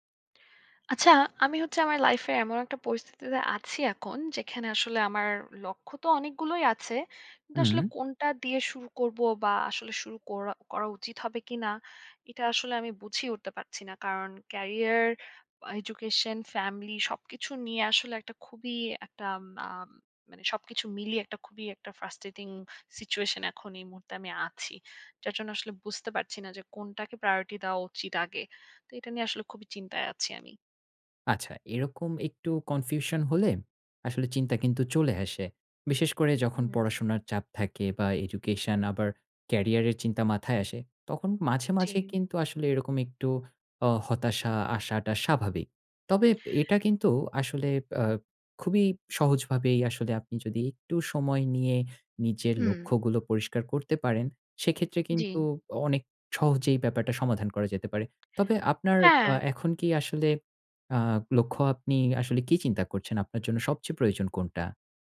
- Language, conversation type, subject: Bengali, advice, একই সময়ে অনেক লক্ষ্য থাকলে কোনটিকে আগে অগ্রাধিকার দেব তা কীভাবে বুঝব?
- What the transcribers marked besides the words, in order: none